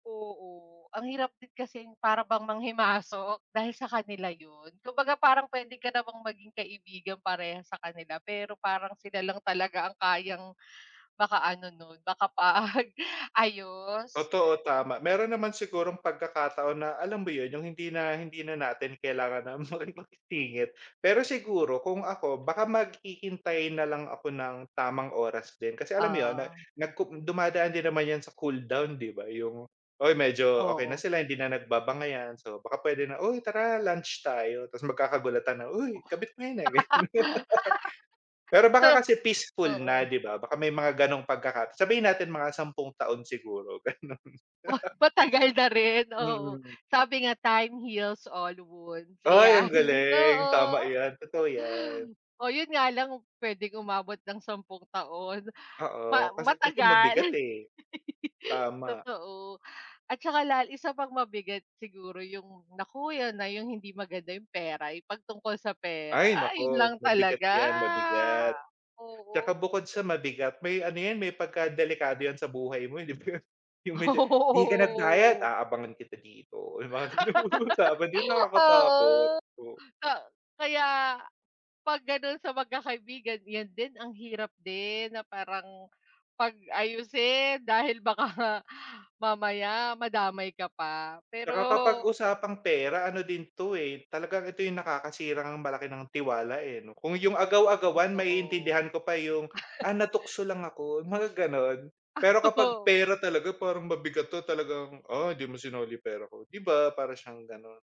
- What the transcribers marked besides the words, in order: laugh; laugh; in English: "time heals all wounds"; laugh; laugh; laugh; laugh
- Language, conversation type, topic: Filipino, unstructured, Ano ang pinakamahalaga para sa iyo sa isang pagkakaibigan?